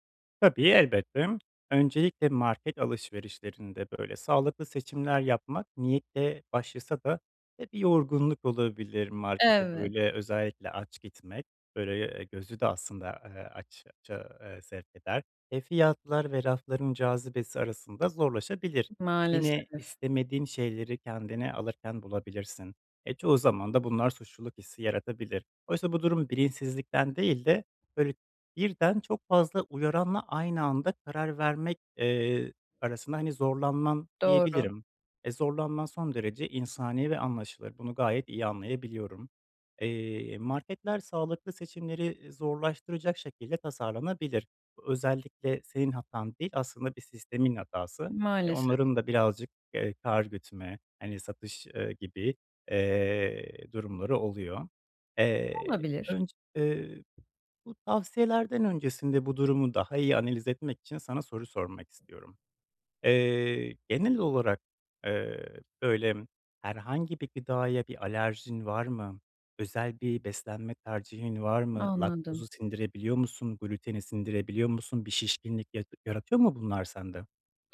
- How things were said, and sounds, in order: tapping
- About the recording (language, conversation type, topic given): Turkish, advice, Markette alışveriş yaparken nasıl daha sağlıklı seçimler yapabilirim?